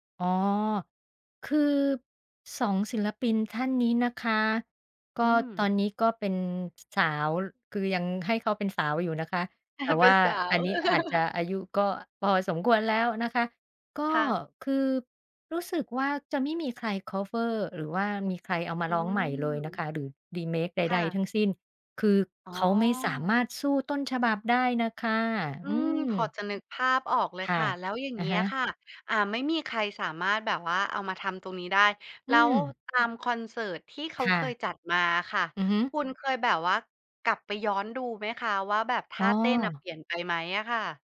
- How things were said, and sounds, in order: chuckle; in English: "remake"
- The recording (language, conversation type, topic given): Thai, podcast, เพลงไหนที่พอได้ยินแล้วทำให้คุณอยากลุกขึ้นเต้นทันที?